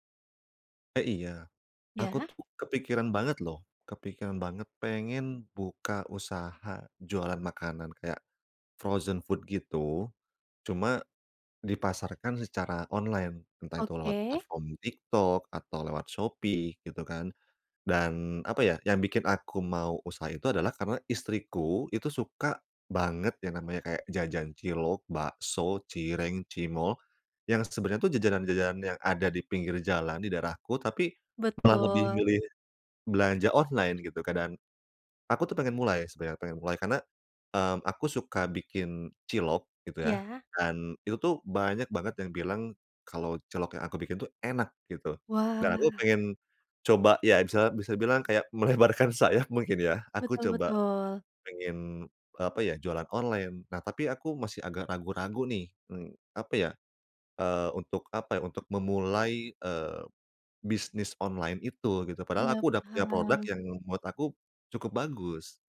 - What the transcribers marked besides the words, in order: in English: "frozen food"; laughing while speaking: "melebarkan sayap"
- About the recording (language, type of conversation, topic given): Indonesian, advice, Bagaimana cara memulai hal baru meski masih ragu dan takut gagal?